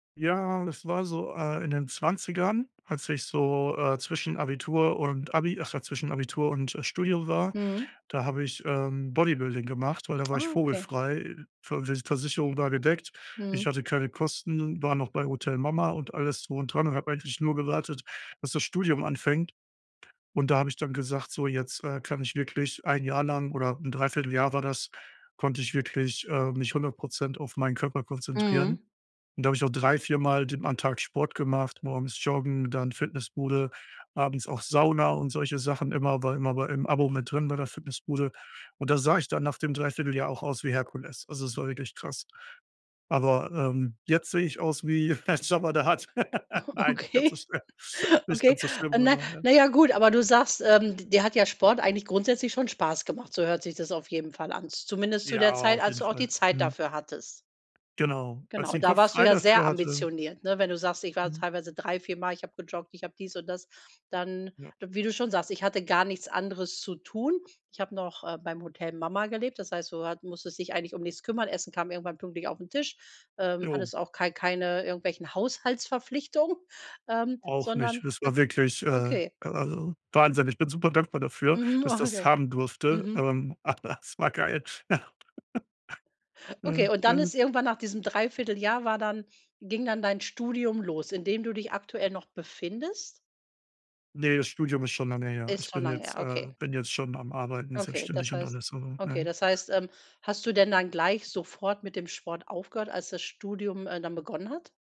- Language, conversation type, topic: German, advice, Wie gehe ich damit um, dass ich mich durch einen zu ambitionierten Trainingsplan überfordert fühle?
- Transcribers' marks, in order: chuckle; laugh; laughing while speaking: "Okay"; laughing while speaking: "schlimm"; laughing while speaking: "Haushaltsverpflichtungen"; laugh; laughing while speaking: "es war geil. Ja"; laugh